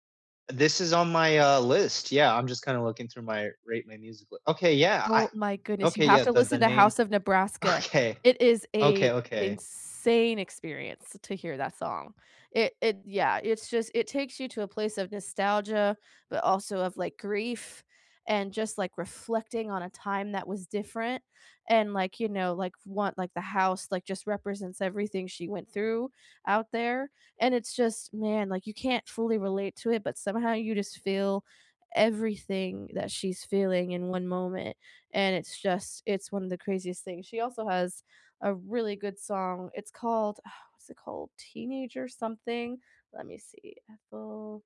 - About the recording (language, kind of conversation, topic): English, unstructured, How does music play a role in how you celebrate small wins or cope with setbacks?
- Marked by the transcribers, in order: laughing while speaking: "Okay"; stressed: "insane"